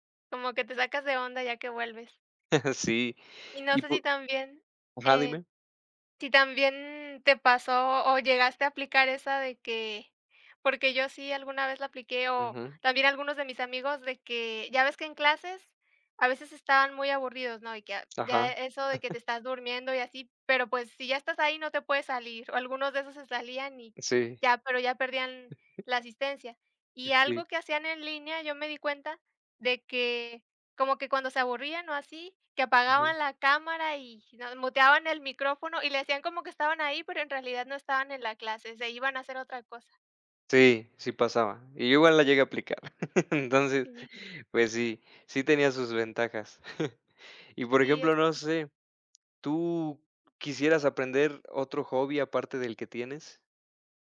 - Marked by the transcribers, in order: chuckle; tapping; chuckle; chuckle; chuckle; chuckle
- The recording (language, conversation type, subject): Spanish, unstructured, ¿Crees que algunos pasatiempos son una pérdida de tiempo?